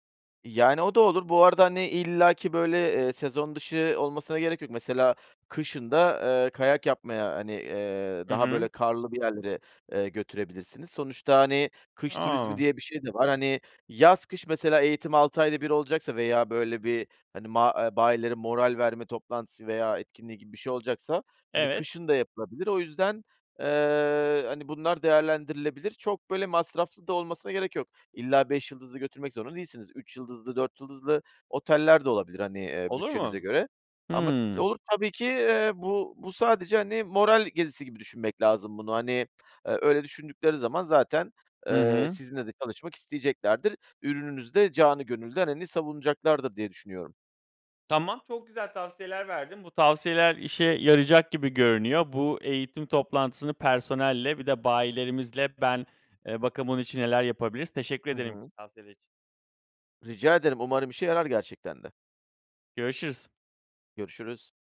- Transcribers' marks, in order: other background noise
- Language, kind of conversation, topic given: Turkish, advice, Müşteri şikayetleriyle başa çıkmakta zorlanıp moralim bozulduğunda ne yapabilirim?